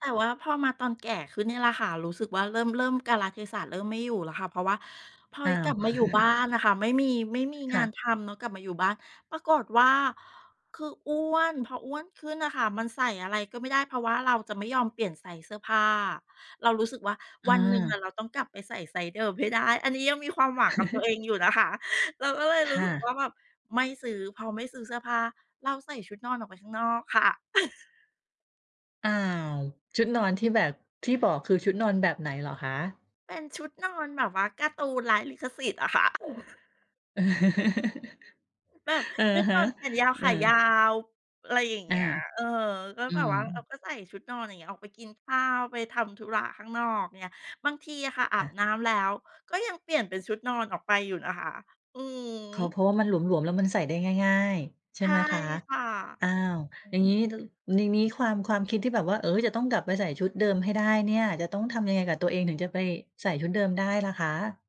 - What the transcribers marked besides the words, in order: other background noise; chuckle; other noise; chuckle; chuckle; laughing while speaking: "อะค่ะ"; chuckle; laughing while speaking: "อะฮะ"
- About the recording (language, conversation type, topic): Thai, podcast, สไตล์การแต่งตัวที่ทำให้คุณรู้สึกว่าเป็นตัวเองเป็นแบบไหน?